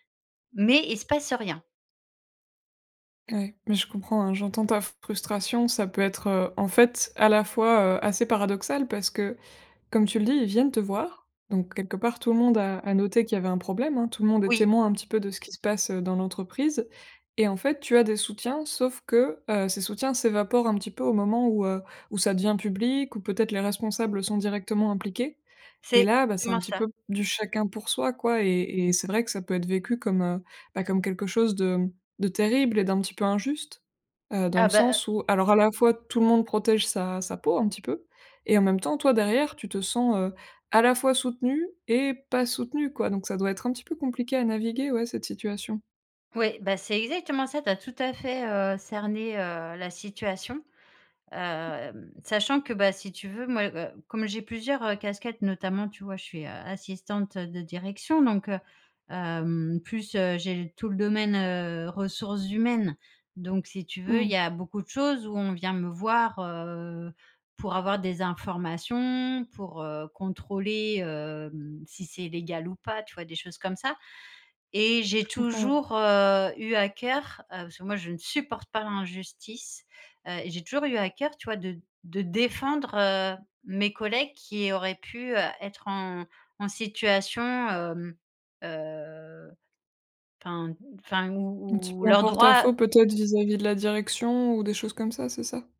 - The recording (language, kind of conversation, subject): French, advice, Comment gérer mon ressentiment envers des collègues qui n’ont pas remarqué mon épuisement ?
- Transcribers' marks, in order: stressed: "mais"; unintelligible speech; drawn out: "heu"; drawn out: "heu"